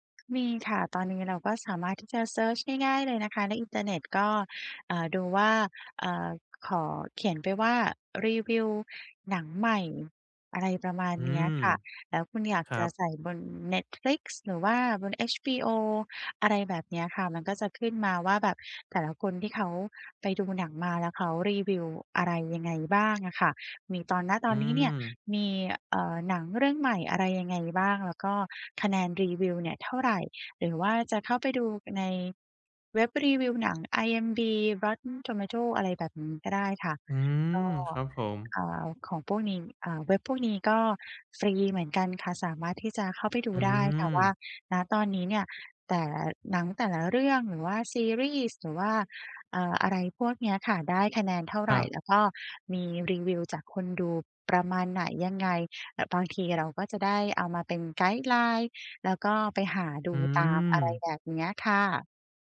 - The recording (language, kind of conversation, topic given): Thai, advice, คุณรู้สึกเบื่อและไม่รู้จะเลือกดูหรือฟังอะไรดีใช่ไหม?
- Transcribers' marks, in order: other background noise